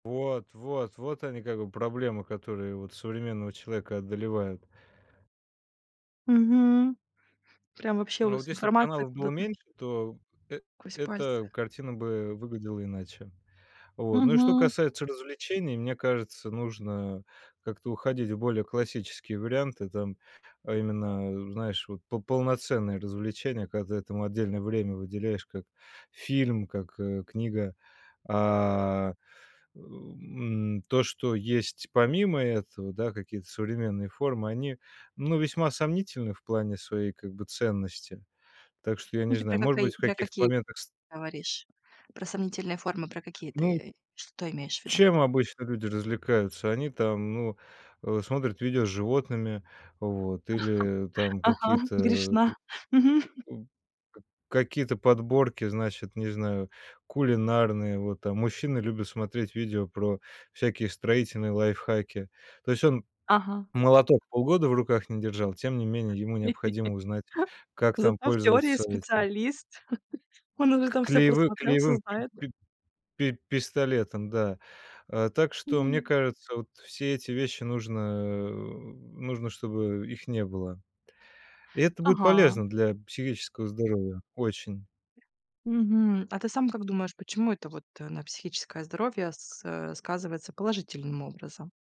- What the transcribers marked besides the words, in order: laugh; chuckle; laugh; chuckle
- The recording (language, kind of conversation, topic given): Russian, podcast, Как составить простую ежедневную информационную диету?